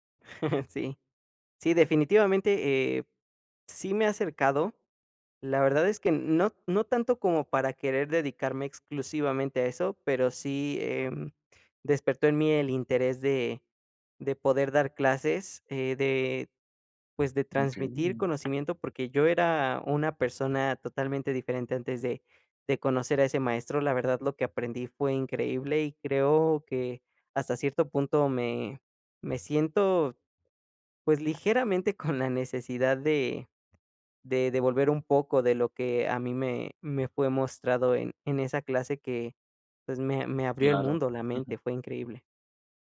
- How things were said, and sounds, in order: chuckle; tapping; other background noise; chuckle
- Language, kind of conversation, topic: Spanish, podcast, ¿Qué impacto tuvo en tu vida algún profesor que recuerdes?